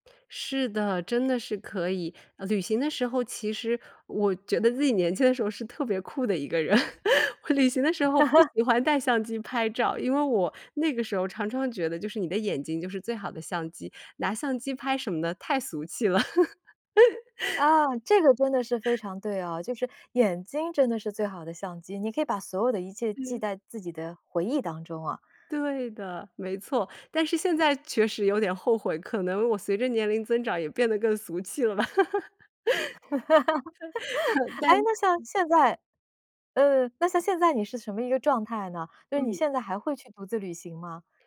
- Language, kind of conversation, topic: Chinese, podcast, 你怎么看待独自旅行中的孤独感？
- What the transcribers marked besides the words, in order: laugh; laugh; chuckle; laugh